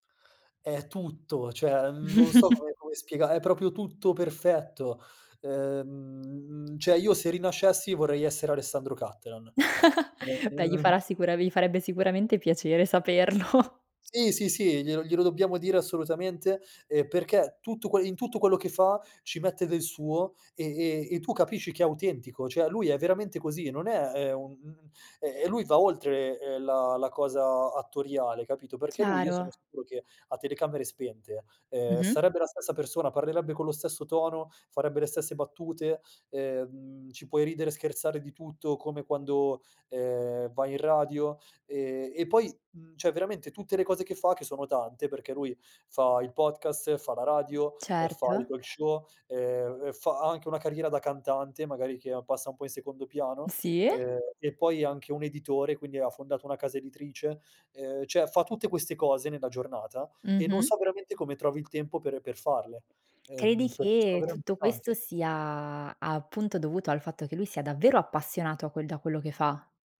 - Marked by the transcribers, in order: "cioè" said as "ceh"; chuckle; "proprio" said as "propio"; "cioè" said as "ceh"; chuckle; unintelligible speech; tapping; "cioè" said as "ceh"; "cioè" said as "ceh"; "cioè" said as "ceh"
- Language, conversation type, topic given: Italian, podcast, Come ci aiutano i film a elaborare ricordi e emozioni?